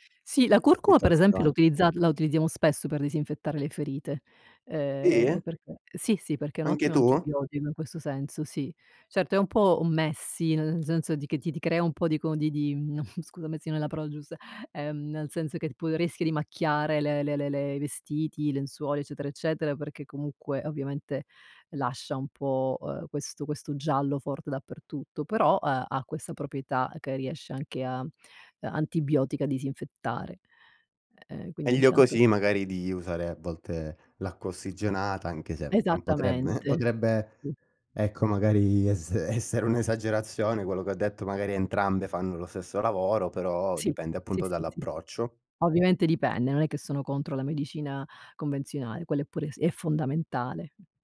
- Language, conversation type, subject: Italian, podcast, Quali alimenti pensi che aiutino la guarigione e perché?
- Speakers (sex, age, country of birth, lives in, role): female, 50-54, Italy, United States, guest; male, 25-29, Italy, Romania, host
- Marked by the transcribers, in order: "Situazione" said as "ituazioe"; "Sì" said as "tì"; in English: "messy"; in English: "messy"; laughing while speaking: "potrebbe"; unintelligible speech; laughing while speaking: "es essere un'esagerazione"